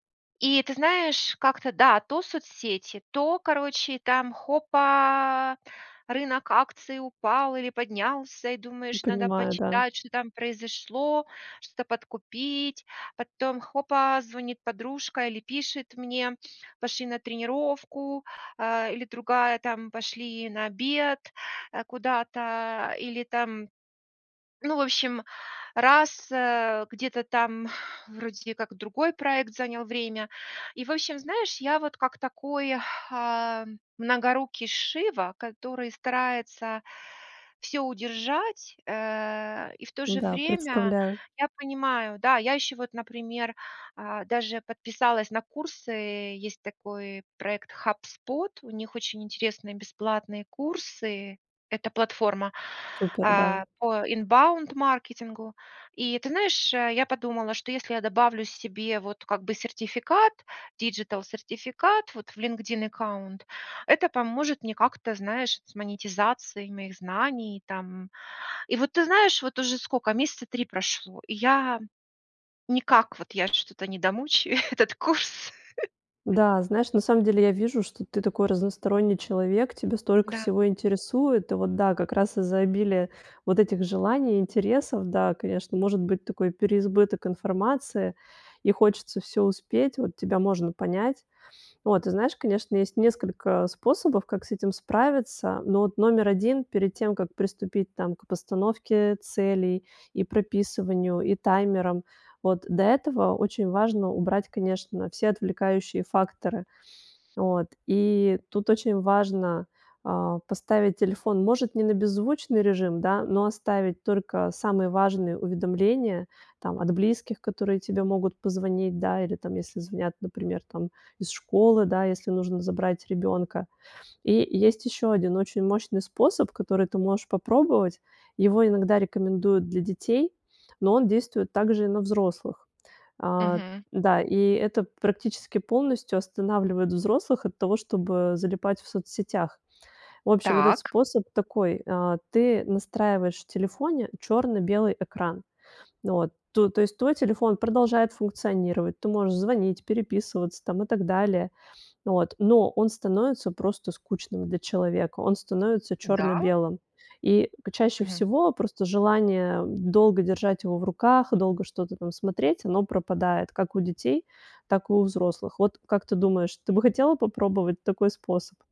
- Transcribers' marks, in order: in English: "inbound маркетингу"; tapping; in English: "digital сертификат"; laughing while speaking: "этот курс"; chuckle
- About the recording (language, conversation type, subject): Russian, advice, Как вернуться к старым проектам и довести их до конца?